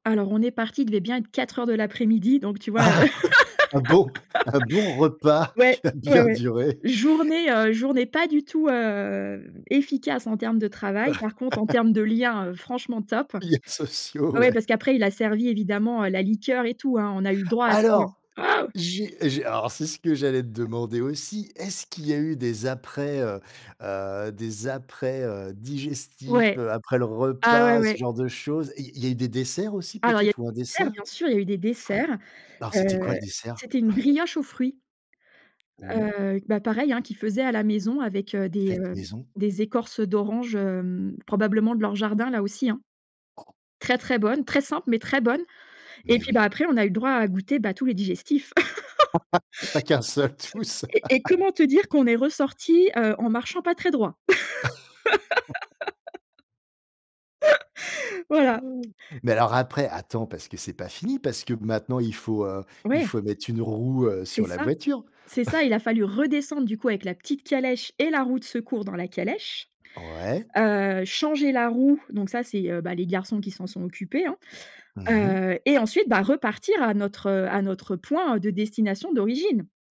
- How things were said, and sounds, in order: laughing while speaking: "Ah"; laugh; laughing while speaking: "qui a bien duré"; other background noise; drawn out: "hem"; laugh; laughing while speaking: "Liens sociaux, ouais"; tapping; drawn out: "hem"; laugh; laugh; laugh; laugh; chuckle
- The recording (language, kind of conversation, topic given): French, podcast, Peux-tu raconter une expérience d’hospitalité inattendue ?